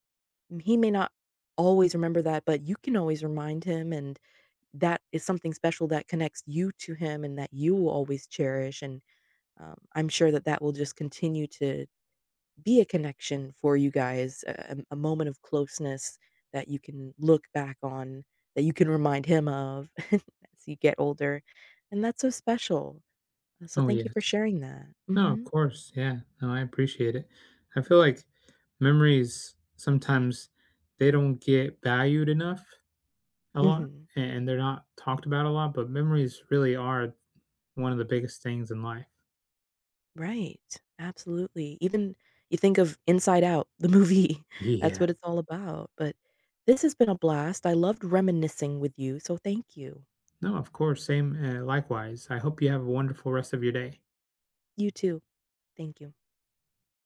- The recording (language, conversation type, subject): English, unstructured, Have you ever been surprised by a forgotten memory?
- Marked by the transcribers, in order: chuckle; laughing while speaking: "the movie"